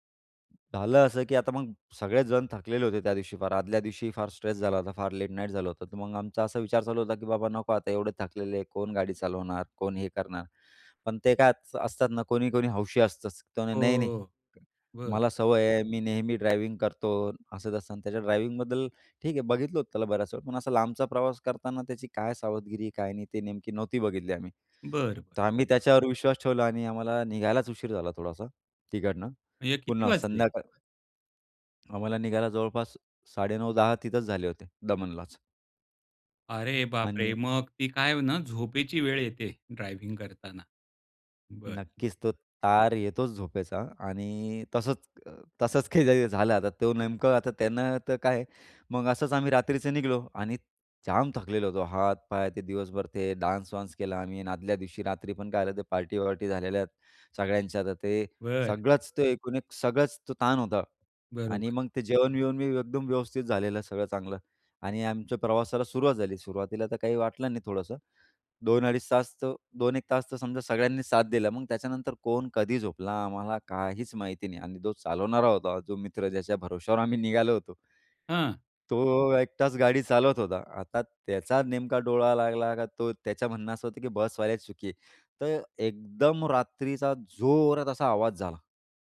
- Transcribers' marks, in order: other background noise; drawn out: "हो"; laughing while speaking: "काही"; in English: "डान्स"
- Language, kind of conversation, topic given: Marathi, podcast, कधी तुमचा जवळजवळ अपघात होण्याचा प्रसंग आला आहे का, आणि तो तुम्ही कसा टाळला?